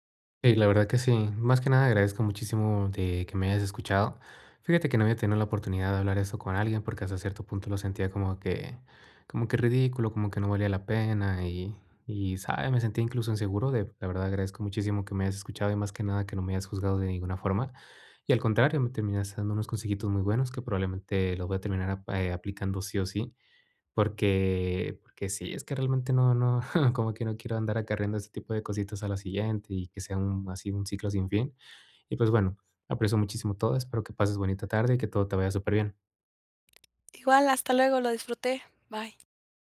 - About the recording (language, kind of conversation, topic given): Spanish, advice, ¿Cómo puedo aprender de mis errores sin culparme?
- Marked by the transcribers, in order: chuckle; other background noise; tapping